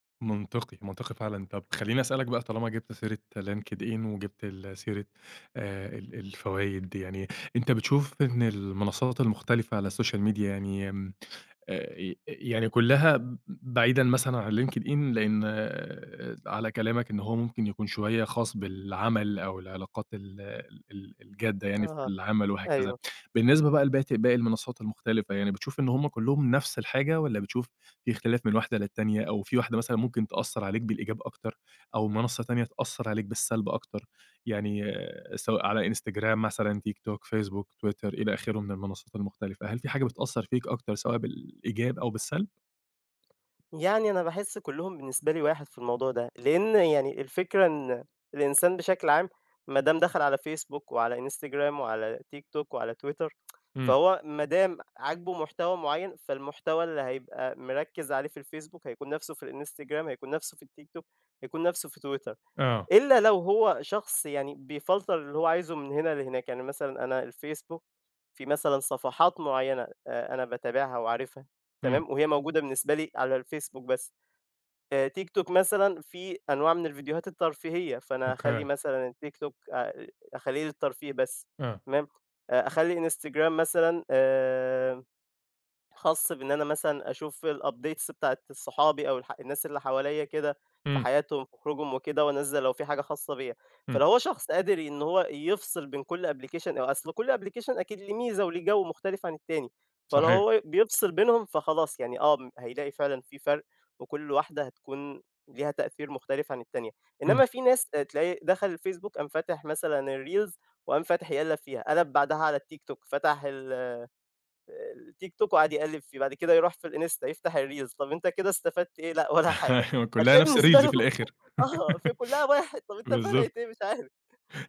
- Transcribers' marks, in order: in English: "السوشيال ميديا"; tapping; tsk; in English: "بيفلتر"; in English: "الupdates"; in English: "application"; in English: "application"; in English: "الreels"; in English: "الreels"; chuckle; laughing while speaking: "هتلاقي بالنسبة له آه، فكلّها واحد. طب، أنت فرِّقت إيه؟ مش عارف"; in English: "الReels"; laugh
- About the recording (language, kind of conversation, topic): Arabic, podcast, إزاي تعرف إن السوشيال ميديا بتأثر على مزاجك؟